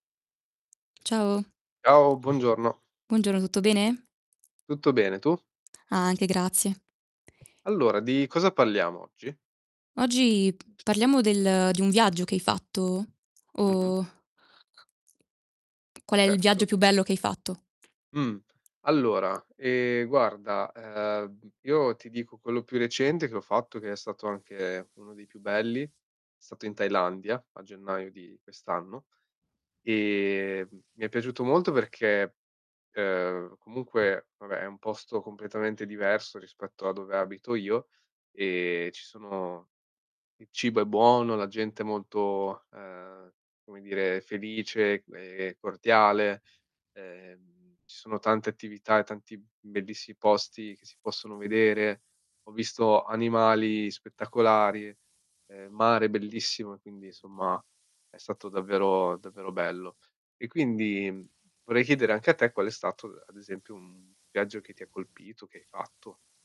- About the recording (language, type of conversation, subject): Italian, unstructured, Qual è stato il viaggio più bello che hai fatto?
- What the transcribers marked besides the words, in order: distorted speech; other background noise; tapping